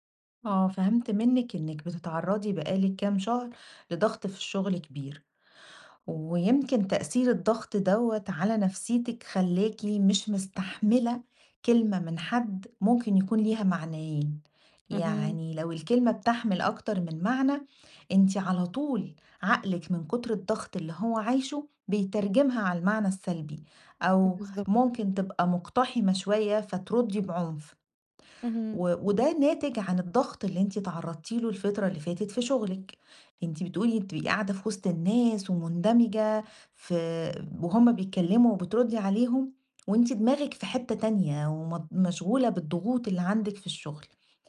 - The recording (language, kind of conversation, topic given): Arabic, advice, إزاي أتعلم أوقف وأتنفّس قبل ما أرد في النقاش؟
- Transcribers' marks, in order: tapping